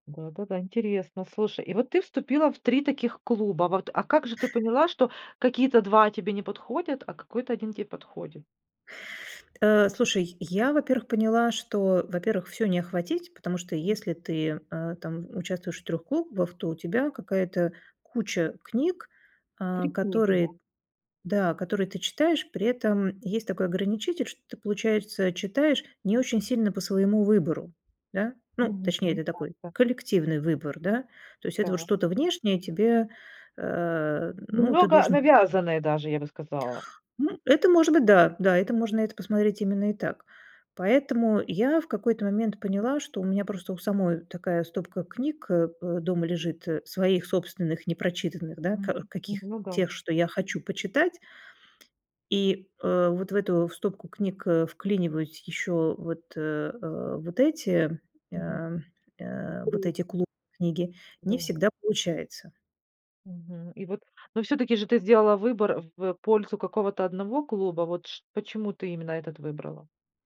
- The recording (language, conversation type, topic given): Russian, podcast, Как понять, что ты наконец нашёл своё сообщество?
- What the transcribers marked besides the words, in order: unintelligible speech